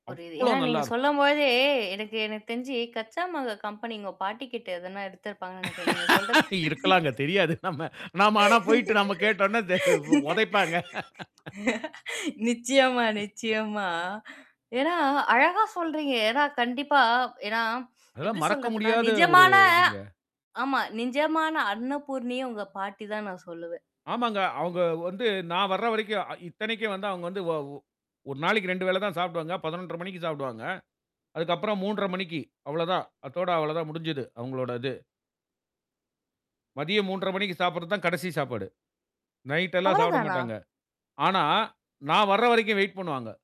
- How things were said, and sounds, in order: drawn out: "அவ்ளோ"; tapping; laughing while speaking: "இருக்கலாங்க. தெரியாது நம்ம. நம்ம ஆனா போய்ட்டு நம்ம கேட்டோம்னா தெ உதைப்பாங்க"; laugh; laughing while speaking: "நிச்சயமா, நிச்சயமா. ஏன்னா, அழகா சொல்றீங்க"; other noise; in English: "வெயிட்"
- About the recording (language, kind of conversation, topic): Tamil, podcast, உங்கள் தாத்தா அல்லது பாட்டியின் சமையல் குறிப்பைப் பற்றி உங்களுக்கு என்ன நினைவுகள் உள்ளன?